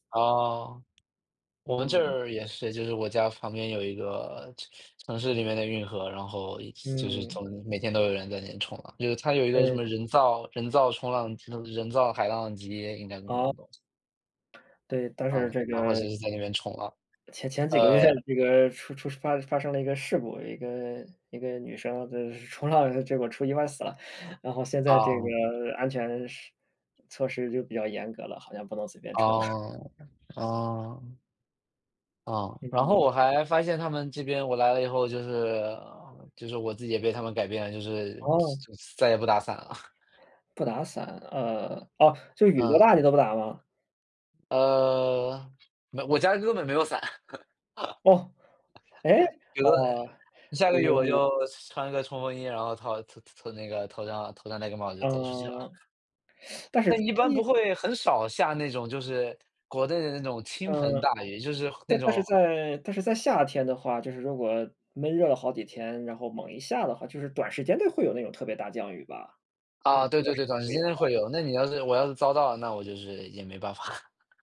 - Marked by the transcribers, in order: chuckle; chuckle; tapping; laugh; teeth sucking; other background noise; unintelligible speech; chuckle
- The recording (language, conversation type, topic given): Chinese, unstructured, 你怎么看最近的天气变化？